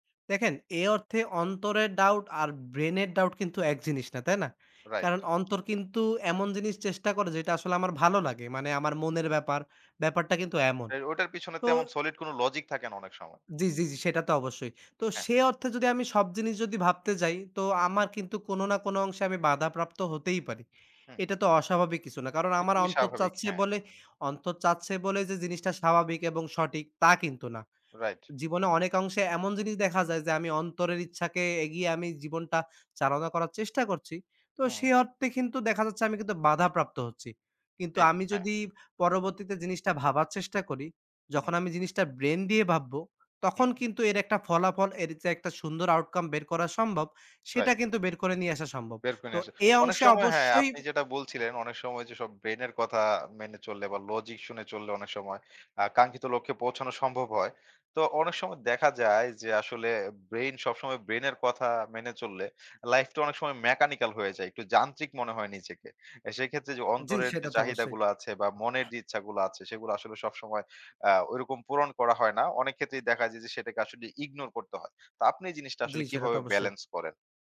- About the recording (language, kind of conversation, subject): Bengali, podcast, বড় সিদ্ধান্ত নেওয়ার সময় আপনি সাধারণত পরামর্শ নেন, নাকি নিজের অন্তরের কথা শোনেন?
- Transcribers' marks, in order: in English: "solid"; in English: "outcome"; in English: "mechanical"